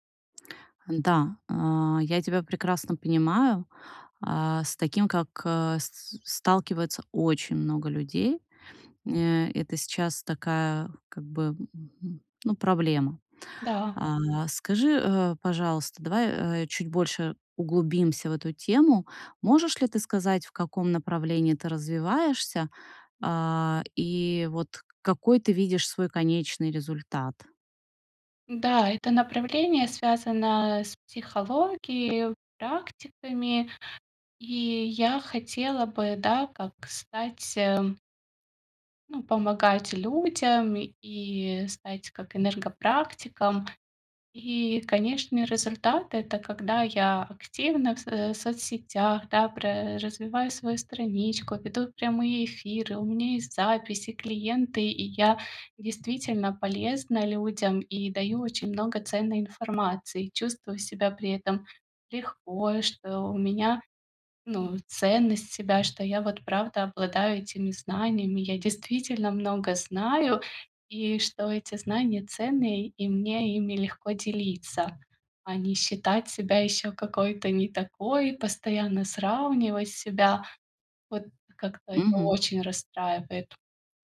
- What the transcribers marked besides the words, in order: tapping; other background noise
- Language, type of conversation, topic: Russian, advice, Что делать, если из-за перфекционизма я чувствую себя ничтожным, когда делаю что-то не идеально?